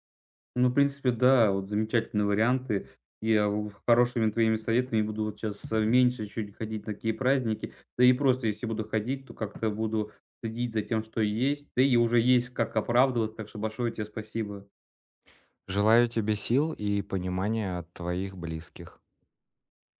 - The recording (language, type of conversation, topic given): Russian, advice, Как вежливо и уверенно отказаться от нездоровой еды?
- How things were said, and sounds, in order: none